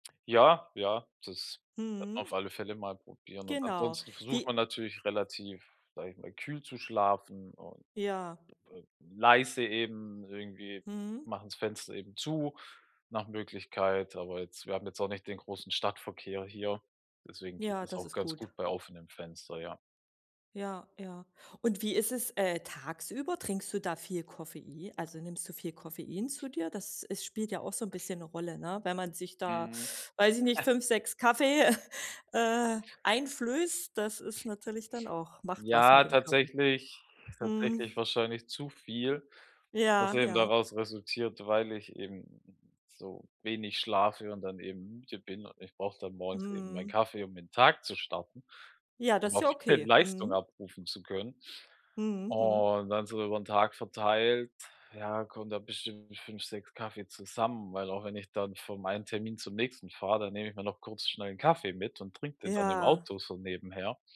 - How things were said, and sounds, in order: other background noise; other noise; chuckle; chuckle; chuckle; drawn out: "Und"
- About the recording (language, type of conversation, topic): German, advice, Wie kann ich besser einschlafen und die ganze Nacht durchschlafen?
- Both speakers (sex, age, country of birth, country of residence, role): female, 40-44, Germany, Germany, advisor; male, 35-39, Germany, Germany, user